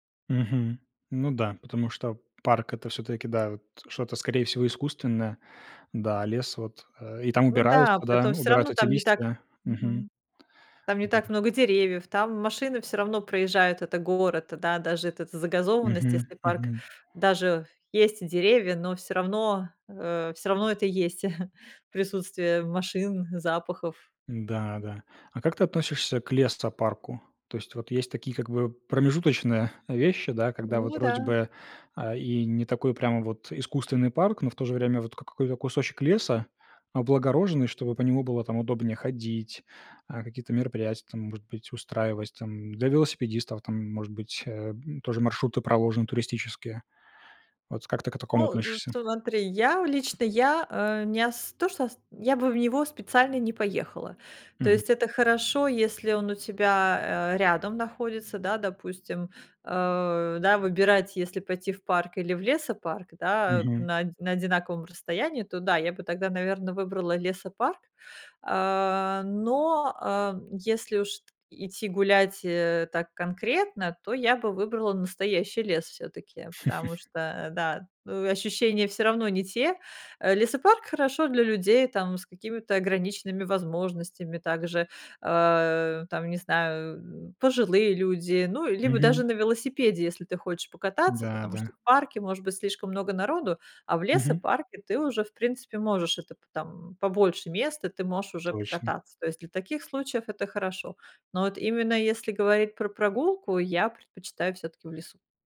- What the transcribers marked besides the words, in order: tapping; other background noise; chuckle; laugh
- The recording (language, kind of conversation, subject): Russian, podcast, Чем для вас прогулка в лесу отличается от прогулки в парке?